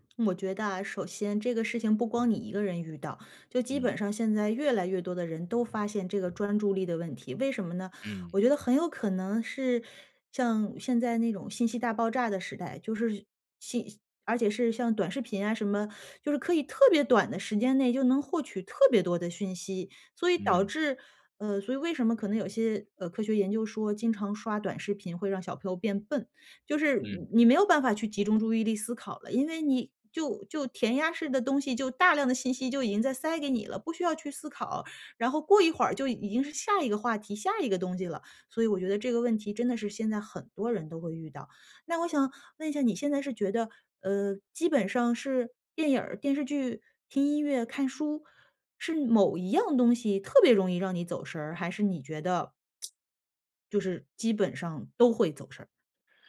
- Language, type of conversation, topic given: Chinese, advice, 看电影或听音乐时总是走神怎么办？
- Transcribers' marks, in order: tsk